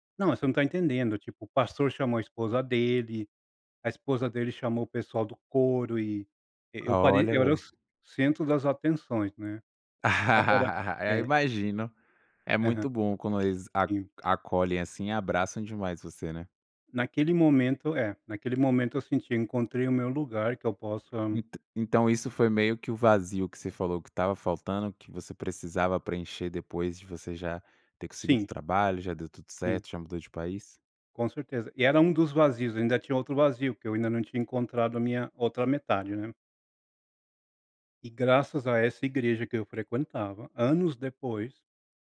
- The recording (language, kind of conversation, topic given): Portuguese, podcast, Como posso transmitir valores sem transformá-los em obrigação ou culpa?
- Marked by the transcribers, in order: laugh